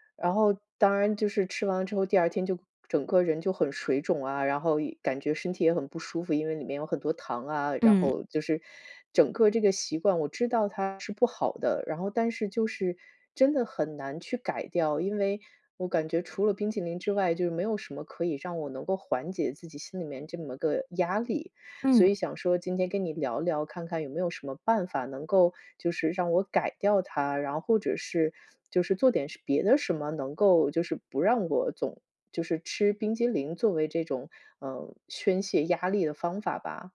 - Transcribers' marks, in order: none
- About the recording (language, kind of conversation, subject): Chinese, advice, 为什么我总是无法摆脱旧习惯？